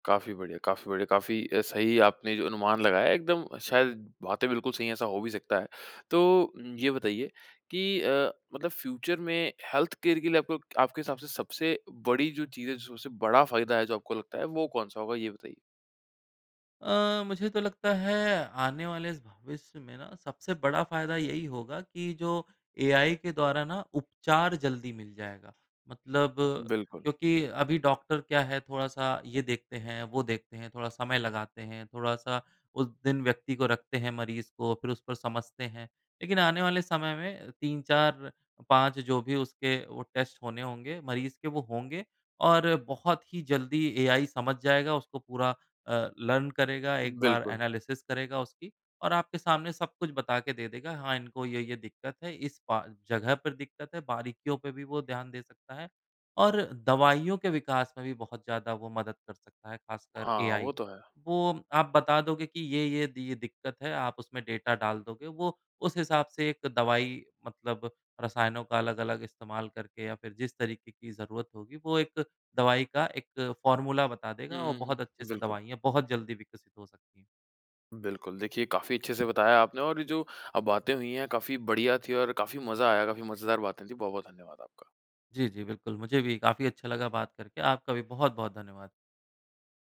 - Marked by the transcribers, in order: tapping; in English: "फ्यूचर"; in English: "हेल्थकेयर"; other background noise; in English: "टेस्ट"; in English: "लर्न"; in English: "एनालिसिस"; in English: "फ़ॉर्मूला"
- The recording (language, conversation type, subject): Hindi, podcast, स्वास्थ्य की देखभाल में तकनीक का अगला बड़ा बदलाव क्या होगा?